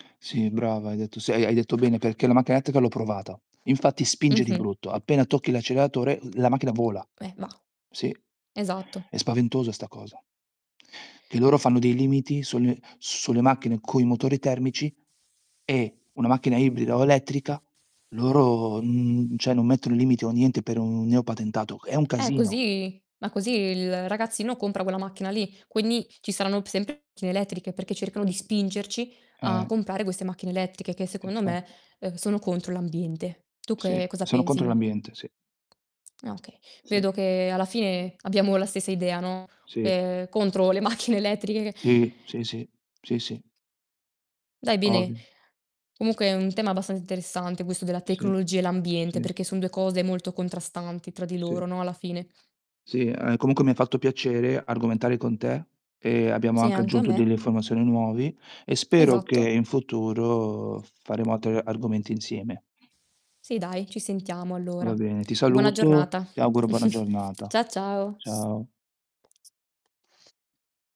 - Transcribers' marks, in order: other background noise; tapping; "cioè" said as "ceh"; distorted speech; laughing while speaking: "ehm, contro le macchine elettriche"; "informazioni" said as "ifformazione"; static; chuckle
- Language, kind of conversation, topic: Italian, unstructured, Come può la tecnologia aiutare a proteggere l’ambiente?